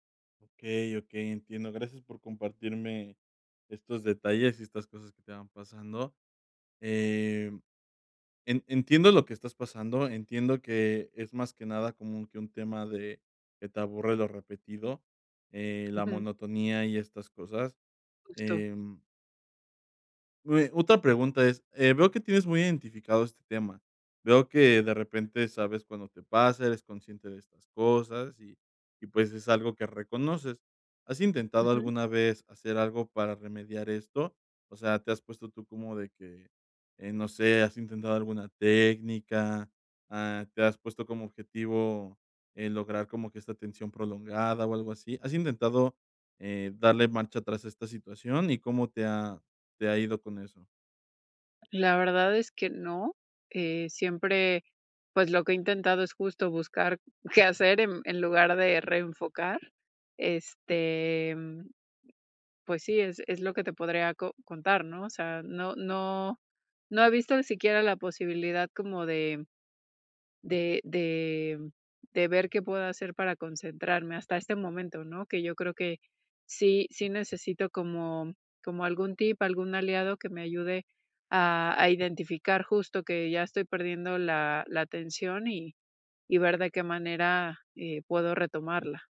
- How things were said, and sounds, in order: unintelligible speech; tapping
- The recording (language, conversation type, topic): Spanish, advice, ¿Cómo puedo evitar distraerme cuando me aburro y así concentrarme mejor?